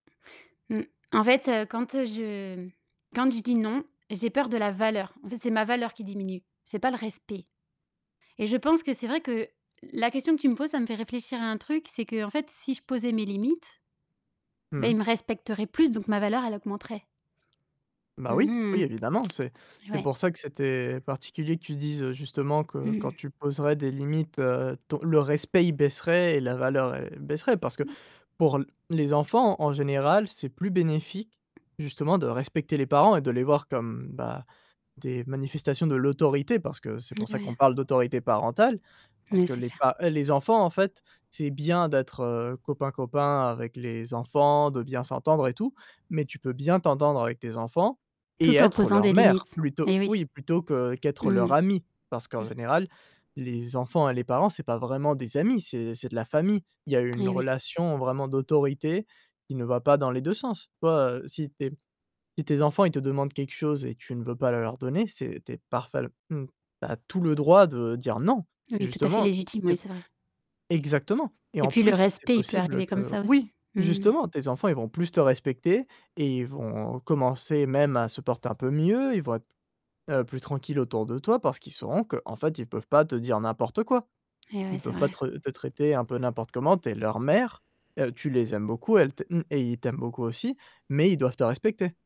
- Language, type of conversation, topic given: French, advice, Comment puis-je poser des limites personnelles sans culpabiliser ?
- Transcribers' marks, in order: distorted speech; other background noise; tapping; static; background speech; stressed: "être"; mechanical hum